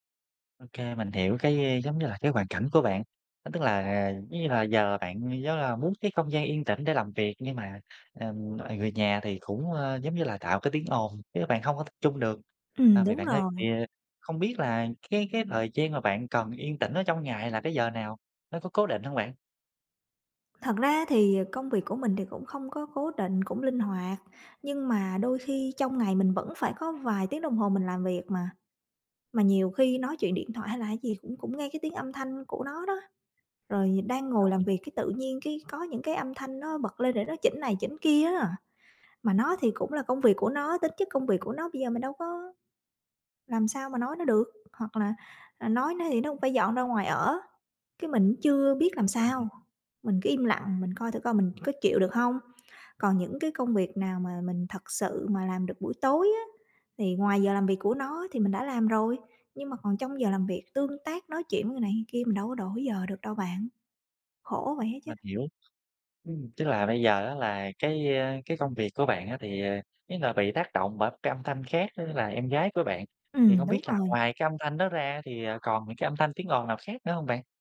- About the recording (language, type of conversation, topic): Vietnamese, advice, Làm thế nào để bạn tạo được một không gian yên tĩnh để làm việc tập trung tại nhà?
- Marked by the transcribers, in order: unintelligible speech; tapping; other background noise; unintelligible speech; other noise